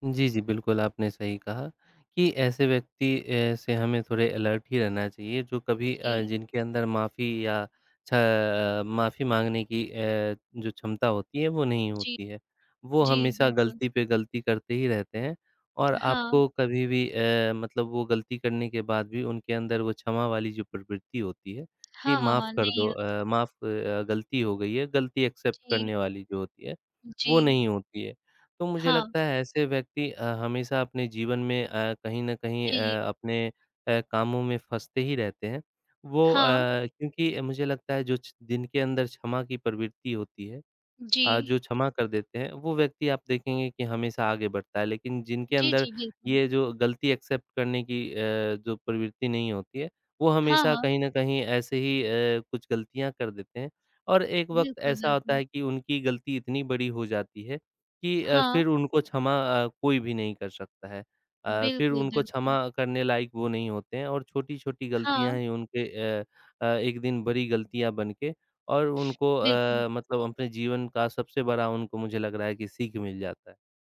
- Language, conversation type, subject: Hindi, unstructured, क्या क्षमा करना ज़रूरी होता है, और क्यों?
- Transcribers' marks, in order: in English: "अलर्ट"; other background noise; tapping; in English: "एक्सेप्ट"; in English: "एक्सेप्ट"